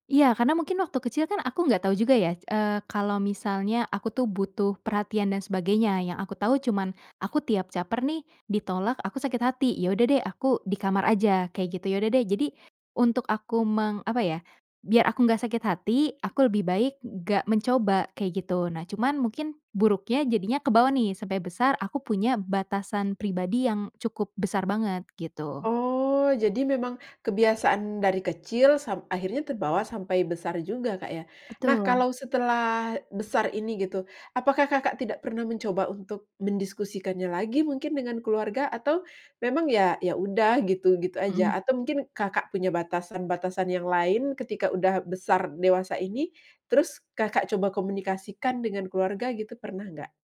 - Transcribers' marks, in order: tapping
- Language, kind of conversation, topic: Indonesian, podcast, Bagaimana menyampaikan batasan tanpa terdengar kasar atau dingin?